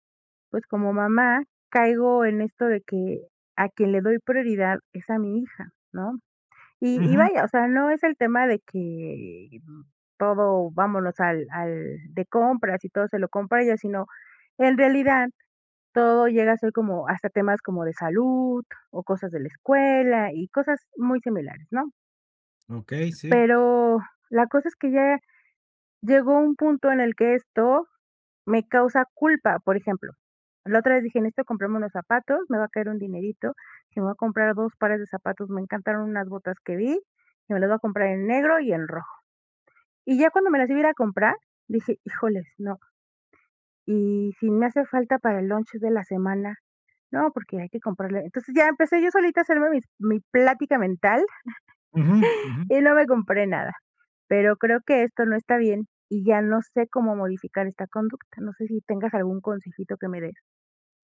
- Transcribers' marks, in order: chuckle
- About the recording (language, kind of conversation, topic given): Spanish, advice, ¿Cómo puedo priorizar mis propias necesidades si gasto para impresionar a los demás?